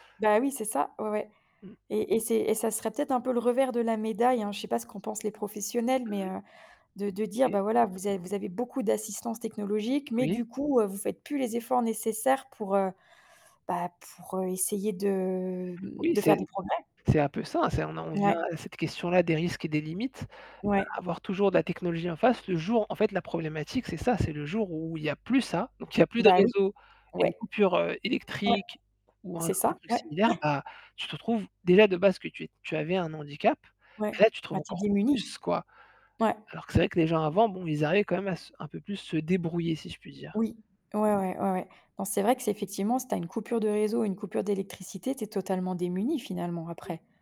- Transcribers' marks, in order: static; distorted speech; other background noise; stressed: "plus"
- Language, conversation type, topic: French, unstructured, Comment la technologie peut-elle aider les personnes en situation de handicap ?
- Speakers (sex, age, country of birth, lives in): female, 45-49, France, France; male, 30-34, France, France